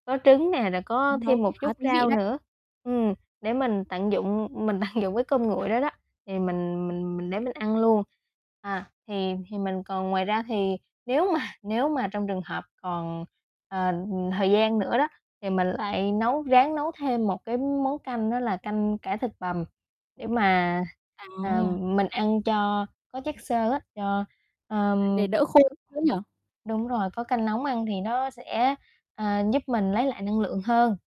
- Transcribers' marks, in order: distorted speech; other background noise; laughing while speaking: "tận"; laughing while speaking: "mà"; tapping; other noise
- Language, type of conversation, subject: Vietnamese, podcast, Bạn có thể chia sẻ những mẹo nấu ăn nhanh cho những ngày bận rộn không?